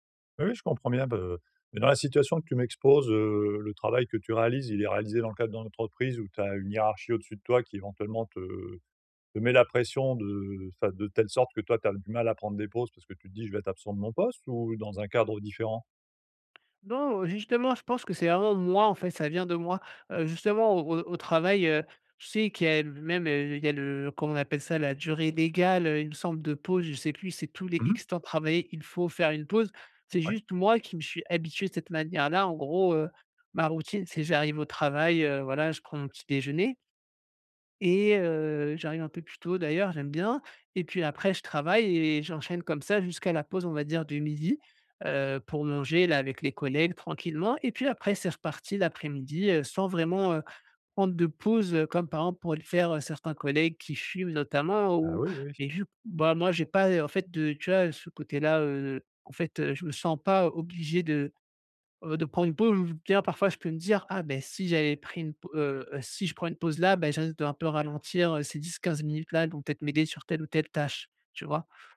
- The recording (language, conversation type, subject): French, advice, Comment faire des pauses réparatrices qui boostent ma productivité sur le long terme ?
- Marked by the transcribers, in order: none